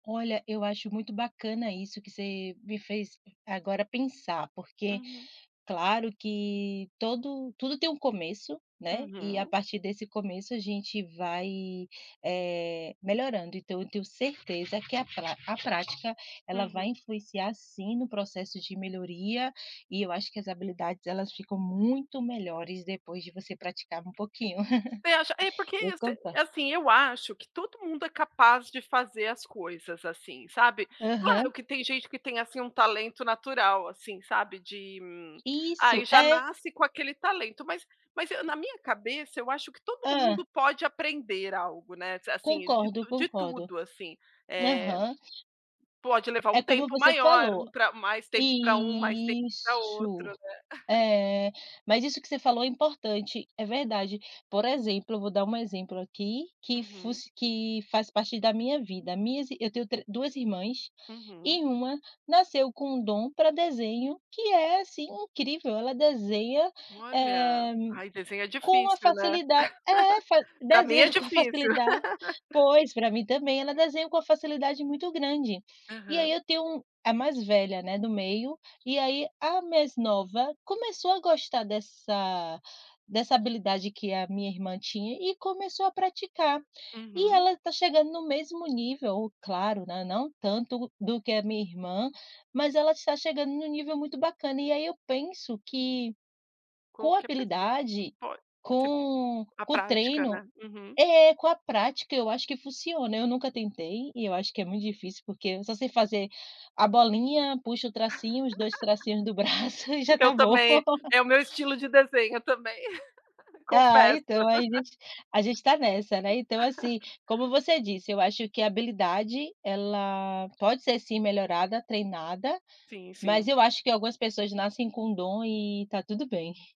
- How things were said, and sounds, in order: other background noise; laugh; drawn out: "Isso"; chuckle; laugh; laugh; laugh; laugh; laugh; laugh
- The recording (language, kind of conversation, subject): Portuguese, unstructured, Como é que a prática constante ajuda a melhorar uma habilidade?